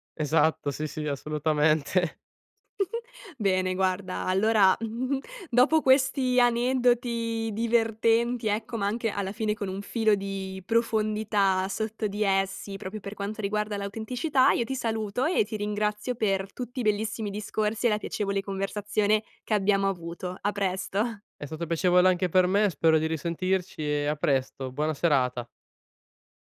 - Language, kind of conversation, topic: Italian, podcast, Cosa significa per te essere autentico, concretamente?
- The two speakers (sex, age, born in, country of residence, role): female, 20-24, Italy, Italy, host; male, 20-24, Italy, Italy, guest
- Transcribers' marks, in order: laughing while speaking: "assolutamente"; giggle; chuckle; other background noise; laughing while speaking: "presto"